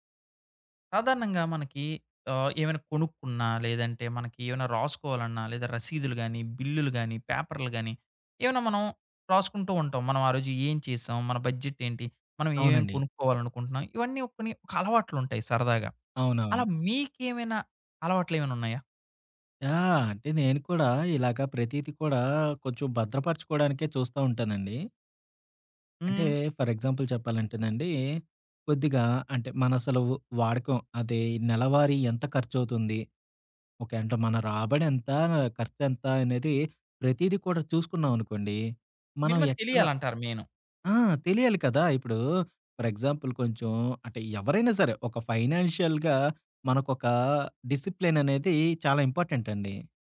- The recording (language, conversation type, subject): Telugu, podcast, పేపర్లు, బిల్లులు, రశీదులను మీరు ఎలా క్రమబద్ధం చేస్తారు?
- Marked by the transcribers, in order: in English: "బడ్జెట్"; in English: "ఫర్ ఎగ్జాంపుల్"; in English: "మీనిమమ్"; in English: "ఫర్ ఎగ్జాంపుల్"; in English: "ఫైనాన్షియల్‌గా"; in English: "డిసిప్లిన్"